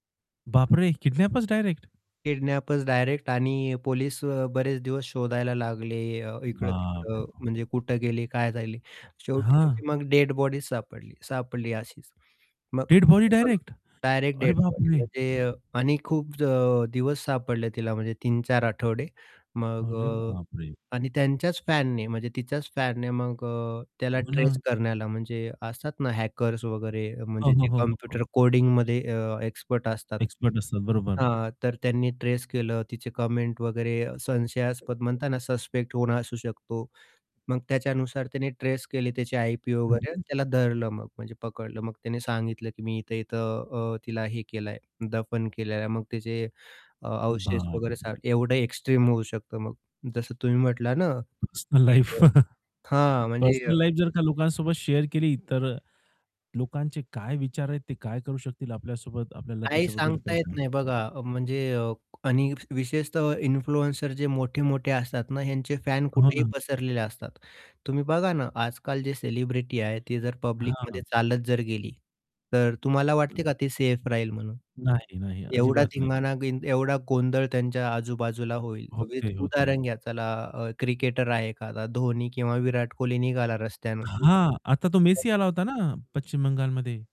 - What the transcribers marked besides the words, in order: static; surprised: "बापरे! किडनॅपर्स डायरेक्ट"; other background noise; distorted speech; surprised: "डेड बॉडी डायरेक्ट. अरे बाप रे!"; surprised: "अरे बाप रे!"; in English: "हॅकर्स"; in English: "कमेंट"; unintelligible speech; unintelligible speech; tapping; in English: "एक्स्ट्रीम"; in English: "पर्सनल लाईफ. पर्सनल लाईफ"; laughing while speaking: "पर्सनल लाईफ"; in English: "शेअर"; in English: "इन्फ्लुएन्सर"; in English: "पब्लिकमध्ये"; unintelligible speech
- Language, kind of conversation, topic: Marathi, podcast, सोशल मिडियावर तुम्ही तुमची ओळख कशी तयार करता?